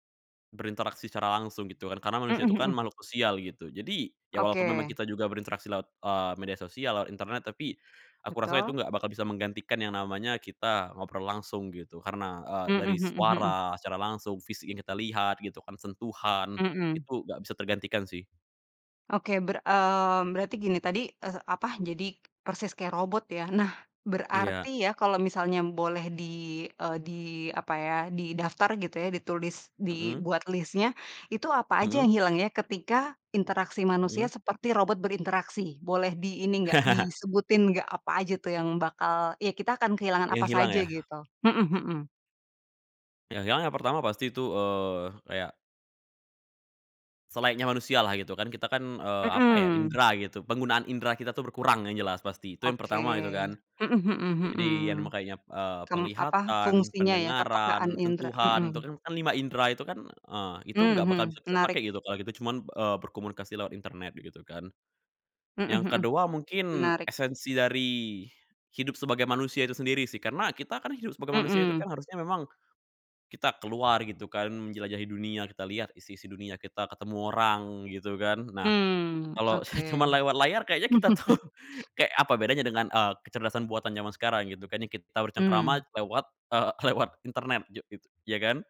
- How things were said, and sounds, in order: in English: "list-nya"; laugh; tapping; laughing while speaking: "kalau cuma lewat layar kayaknya kita tuh"; laugh; laughing while speaking: "eee, lewat"
- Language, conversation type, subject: Indonesian, podcast, Apa yang hilang jika semua komunikasi hanya dilakukan melalui layar?